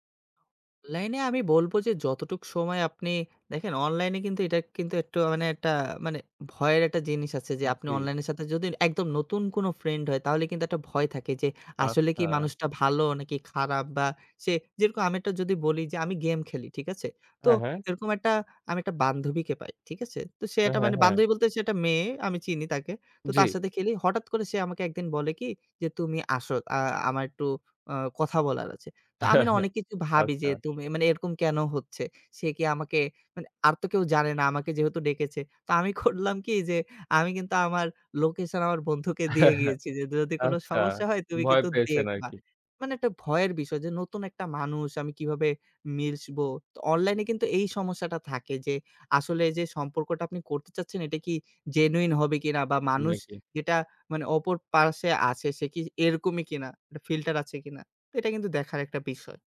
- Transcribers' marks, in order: "একটু" said as "এট্টু"; "একটা" said as "এট্টা"; "একটা" said as "অ্যাটা"; "একটা" said as "অ্যাটা"; chuckle; laughing while speaking: "আমি করলাম কি?"; chuckle; laughing while speaking: "বন্ধুকে দিয়ে গিয়েছি, যে যদি কোনো সমস্যা হয় তুমি কিন্তু দেখবা"; "মিশবো" said as "মিলশবো"; "একটা" said as "অ্যাটা"
- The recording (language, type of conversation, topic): Bengali, podcast, মানুষের সঙ্গে সম্পর্ক ভালো করার আপনার কৌশল কী?